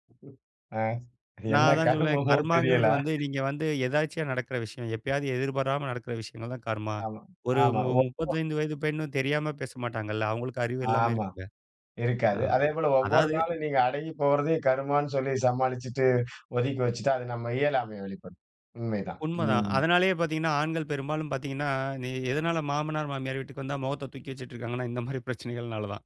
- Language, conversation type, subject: Tamil, podcast, திருமணத்தில் குடும்பத்தின் எதிர்பார்ப்புகள் எவ்வளவு பெரியதாக இருக்கின்றன?
- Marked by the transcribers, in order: other noise; laughing while speaking: "ஆ என்ன கருமமோ தெரியல"; "எதர்ச்சியா" said as "எதாச்சும்"; laughing while speaking: "இந்த மாரி பிரச்சனைகள் நாலாதான்"